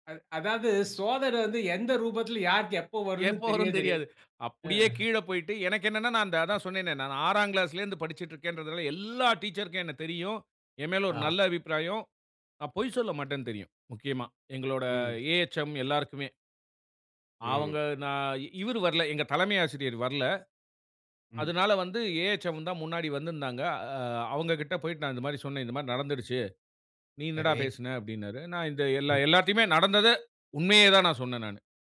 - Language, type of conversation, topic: Tamil, podcast, உங்கள் வாழ்க்கையில் காலம் சேர்ந்தது என்று உணர்ந்த தருணம் எது?
- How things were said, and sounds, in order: tapping